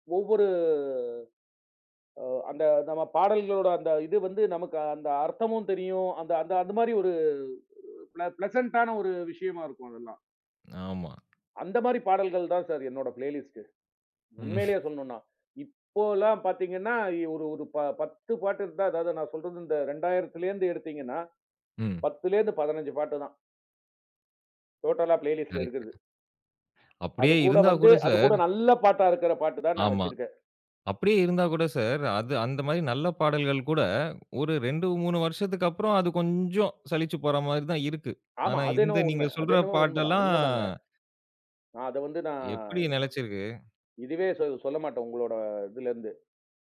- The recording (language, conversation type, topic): Tamil, podcast, நீங்கள் சேர்ந்து உருவாக்கிய பாடல்பட்டியலில் இருந்து உங்களுக்கு மறக்க முடியாத ஒரு நினைவைக் கூறுவீர்களா?
- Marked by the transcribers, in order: in English: "பிளசன்ட்டான"; tapping; in English: "பிளேலிஸ்ட்டு"; laughing while speaking: "ம்"; in English: "டோட்டலா பிளேலிஸ்ட்ல"; drawn out: "பாட்டெல்லாம்"